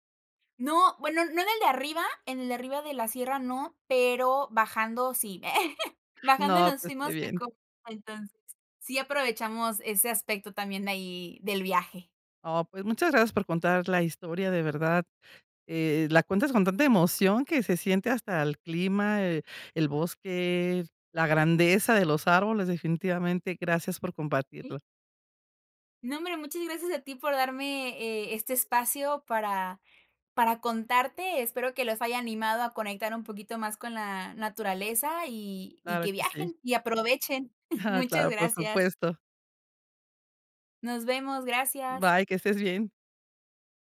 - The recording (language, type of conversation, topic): Spanish, podcast, Cuéntame sobre una experiencia que te conectó con la naturaleza
- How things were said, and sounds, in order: chuckle; chuckle